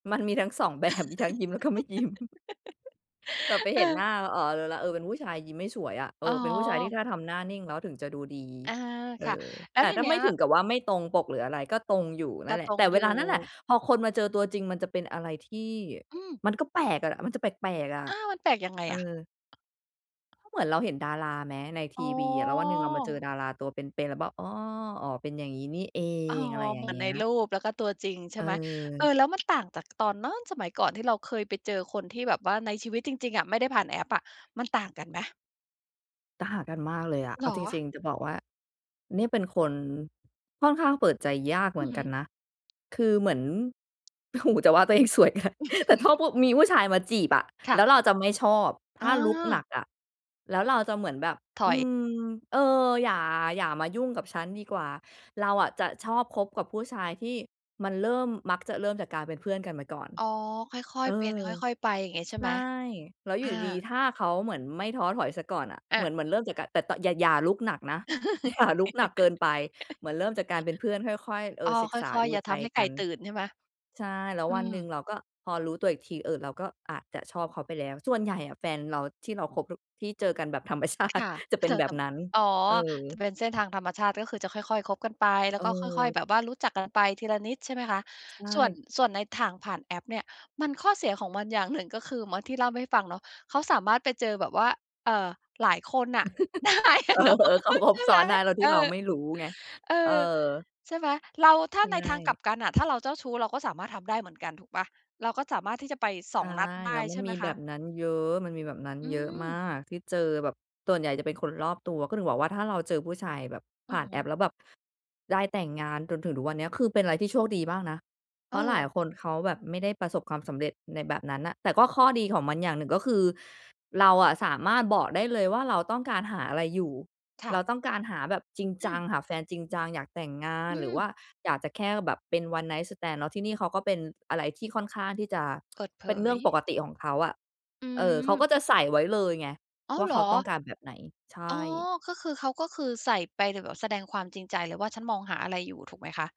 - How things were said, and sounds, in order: laughing while speaking: "แบบ มีทั้งยิ้มแล้วก็ไม่ยิ้ม"; tapping; stressed: "โน้น"; laughing while speaking: "โอ้โฮ จะว่าตัวเอง สวย"; laugh; laughing while speaking: "อย่ารุก"; laugh; laughing while speaking: "ธรรมชาติ"; chuckle; laughing while speaking: "เออ ๆ เขาคบ"; laughing while speaking: "ได้อะเนาะ ใช่ไหม"; in English: "one night stand"; tsk
- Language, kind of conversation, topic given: Thai, podcast, คุณคิดอย่างไรเกี่ยวกับการออกเดทผ่านแอปเมื่อเทียบกับการเจอแบบธรรมชาติ?